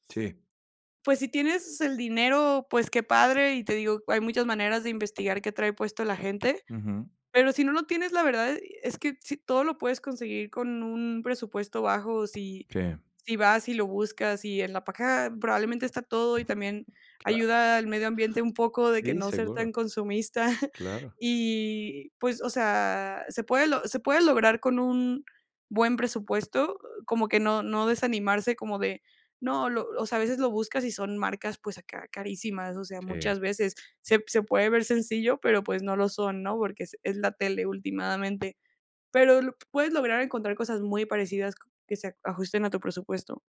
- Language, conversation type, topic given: Spanish, podcast, ¿Qué película o serie te inspira a la hora de vestirte?
- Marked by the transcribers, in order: other background noise; chuckle